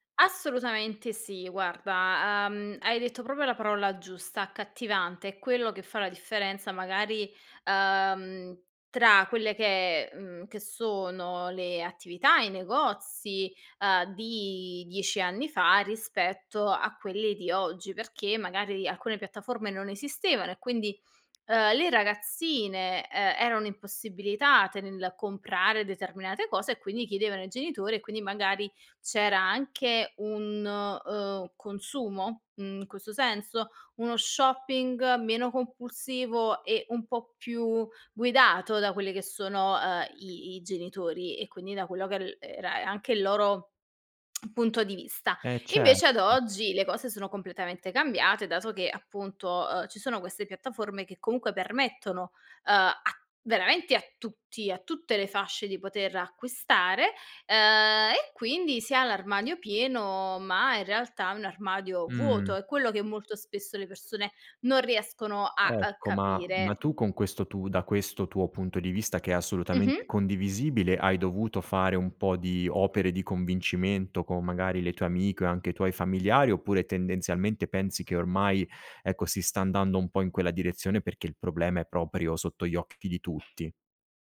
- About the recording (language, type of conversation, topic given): Italian, podcast, Che ruolo ha il tuo guardaroba nella tua identità personale?
- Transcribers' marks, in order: "proprio" said as "propio"; tsk; other background noise; tapping; door